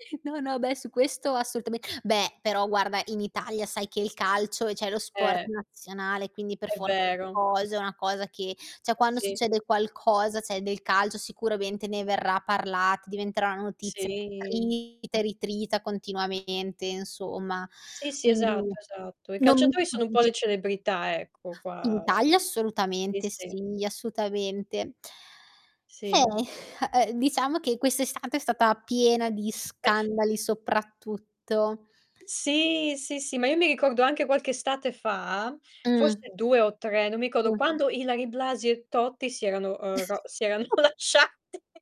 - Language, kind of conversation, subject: Italian, unstructured, Ti infastidisce quando i media esagerano le notizie sullo spettacolo?
- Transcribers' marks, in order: tapping; "cioè" said as "ceh"; distorted speech; "cioè" said as "ceh"; "cioè" said as "ceh"; drawn out: "Sì"; "assolutamente" said as "assutamente"; exhale; chuckle; other background noise; "ricordo" said as "codo"; chuckle; laughing while speaking: "lasciati"